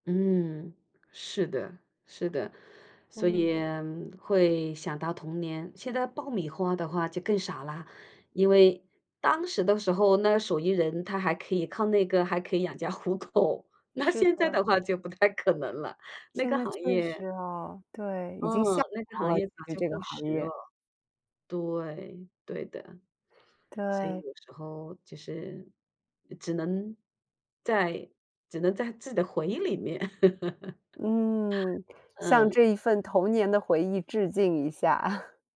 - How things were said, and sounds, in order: laughing while speaking: "糊口"; laughing while speaking: "太可能了"; laugh; other background noise; laughing while speaking: "啊"
- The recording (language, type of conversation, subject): Chinese, podcast, 哪种味道会让你瞬间想起童年？